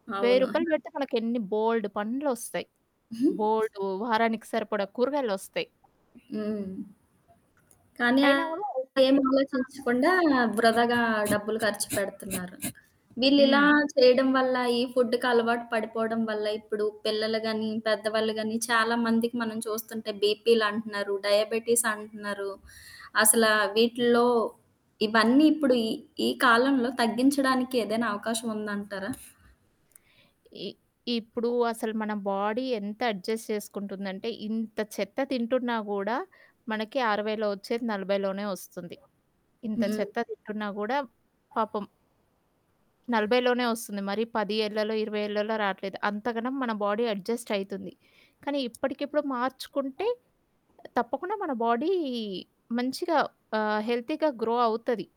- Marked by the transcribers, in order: other background noise; chuckle; static; distorted speech; in English: "డయాబెటిస్"; in English: "బాడీ"; in English: "అడ్జస్ట్"; in English: "బాడీ అడ్జస్ట్"; in English: "బాడీ"; in English: "హెల్తీగా గ్రో"
- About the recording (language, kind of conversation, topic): Telugu, podcast, మంచి అల్పాహారంలో ఏమేం ఉండాలి అని మీరు అనుకుంటారు?